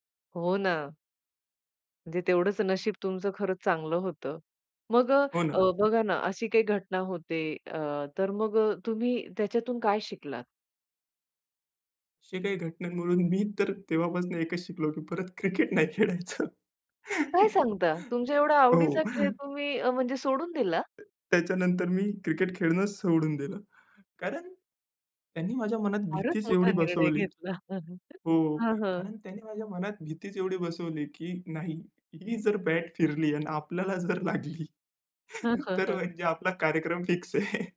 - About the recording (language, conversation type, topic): Marathi, podcast, लहानपणी तुला सर्वात जास्त कोणता खेळ आवडायचा?
- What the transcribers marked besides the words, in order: other background noise; surprised: "काय सांगता?"; laughing while speaking: "नाही खेळायचं. हो"; chuckle; laughing while speaking: "बॅट फिरली आणि आपल्याला जर लागली, तर म्हणजे आपला कार्यक्रम फिक्स आहे"; chuckle